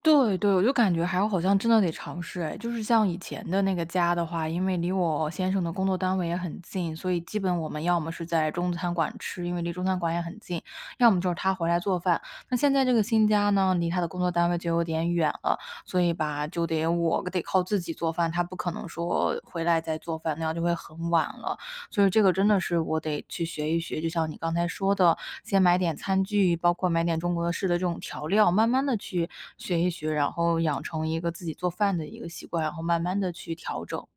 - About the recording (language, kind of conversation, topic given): Chinese, advice, 旅行或搬家后，我该怎么更快恢复健康习惯？
- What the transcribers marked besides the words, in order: none